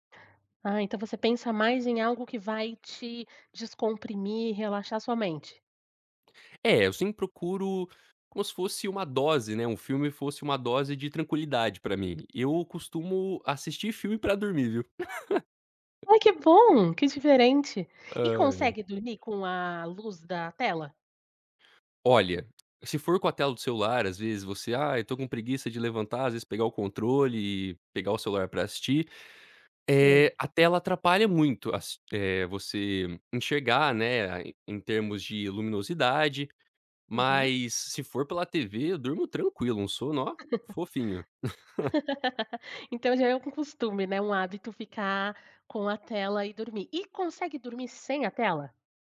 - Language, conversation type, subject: Portuguese, podcast, Como você escolhe o que assistir numa noite livre?
- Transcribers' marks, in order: other background noise; tapping; chuckle; laugh; giggle